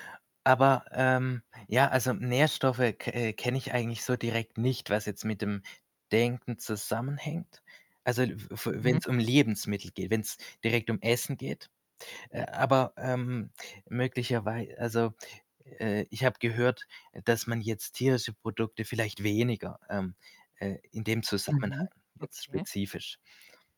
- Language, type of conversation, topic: German, podcast, Wie bleibst du motiviert, wenn das Lernen schwierig wird?
- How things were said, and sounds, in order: none